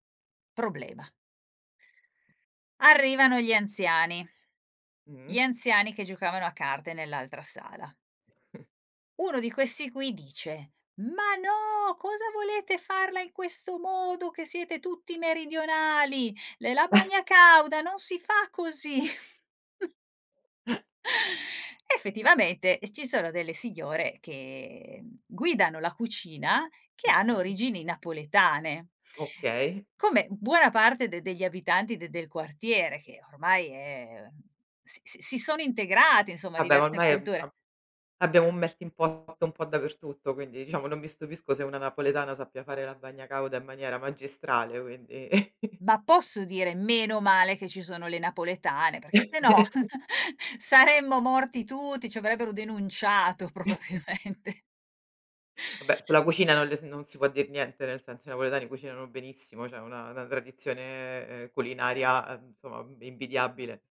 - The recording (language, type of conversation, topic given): Italian, podcast, Qual è un’esperienza culinaria condivisa che ti ha colpito?
- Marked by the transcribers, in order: other background noise; chuckle; put-on voice: "Ma no, cosa volete farla … si fa così"; chuckle; chuckle; inhale; unintelligible speech; chuckle; chuckle; laughing while speaking: "saremmo"; chuckle; laughing while speaking: "probabilmente"; chuckle; "cioè" said as "ceh"; "insomma" said as "nsomma"